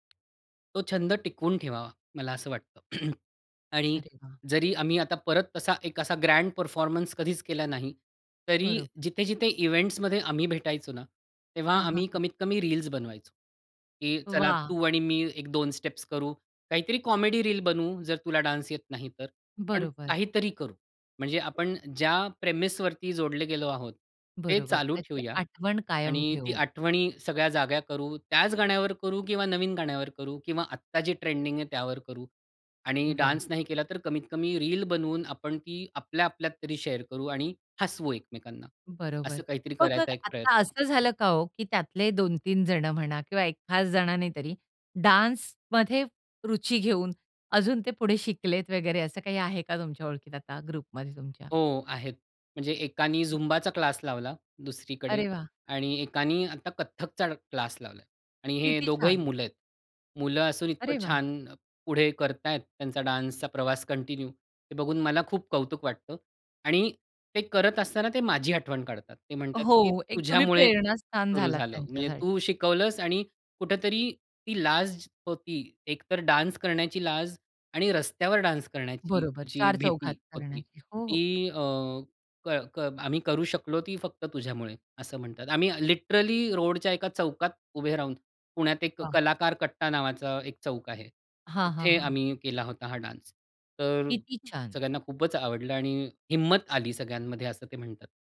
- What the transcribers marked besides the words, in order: tapping; throat clearing; other background noise; in English: "ग्रँड परफॉर्मन्स"; in English: "इव्हेंट्समध्ये"; in English: "स्टेप्स"; in English: "कॉमेडी"; in English: "डान्स"; in English: "प्रेमिसवरती"; in English: "डान्स"; in English: "शेअर"; in English: "डान्समध्ये"; in English: "ग्रुपमध्ये"; in English: "डान्सचा"; in English: "कंटिन्यू"; in English: "डान्स"; in English: "डान्स"; in English: "लिटरली रोडच्या"; in English: "डान्स"
- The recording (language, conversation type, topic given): Marathi, podcast, छंदांमुळे तुम्हाला नवीन ओळखी आणि मित्र कसे झाले?